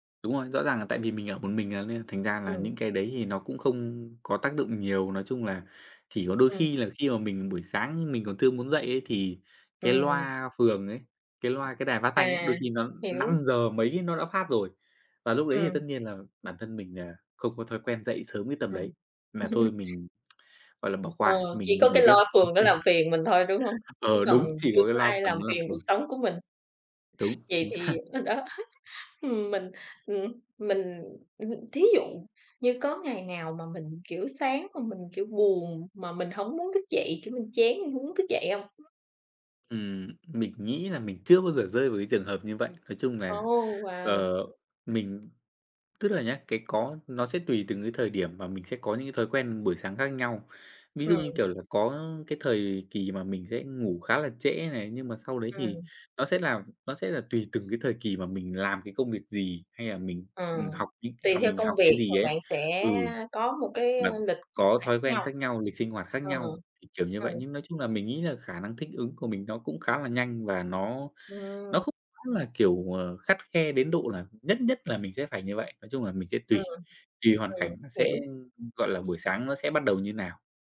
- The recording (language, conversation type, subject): Vietnamese, podcast, Thói quen buổi sáng của bạn thường là gì?
- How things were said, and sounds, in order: tapping; chuckle; other background noise; tsk; chuckle; laughing while speaking: "xác!"; laughing while speaking: "ờ, đó"